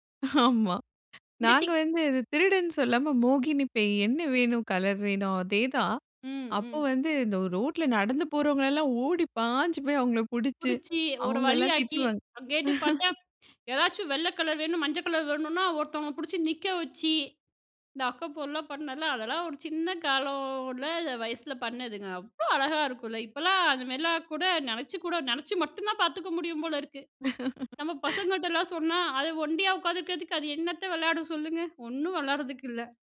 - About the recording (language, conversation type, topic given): Tamil, podcast, சிறுவயதில் நீங்கள் அதிகமாக விளையாடிய விளையாட்டு எது, அதைப் பற்றி சொல்ல முடியுமா?
- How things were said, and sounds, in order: laughing while speaking: "ஆமா"; chuckle